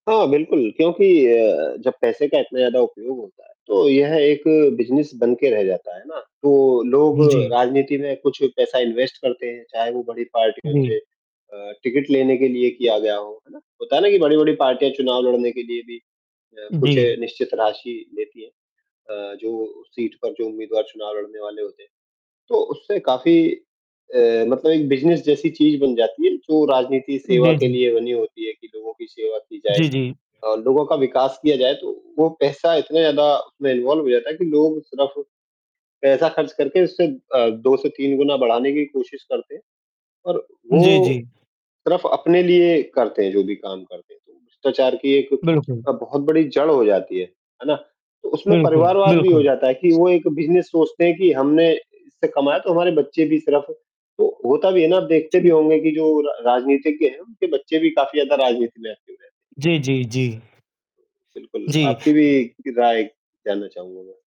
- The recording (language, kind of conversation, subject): Hindi, unstructured, क्या चुनावों में धन का प्रभाव राजनीति को गलत दिशा में ले जाता है?
- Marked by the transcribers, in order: static; distorted speech; other background noise; in English: "इन्वेस्ट"; in English: "इन्वॉल्व"; tapping; in English: "एक्टिव"